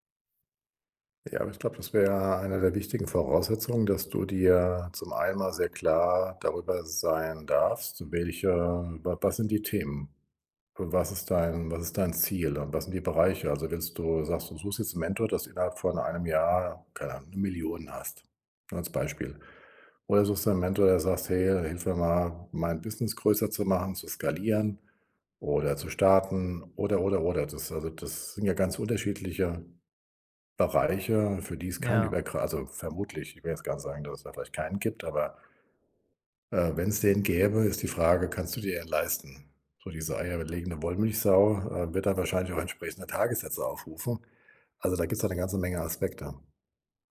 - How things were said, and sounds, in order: none
- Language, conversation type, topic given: German, advice, Wie finde ich eine Mentorin oder einen Mentor und nutze ihre oder seine Unterstützung am besten?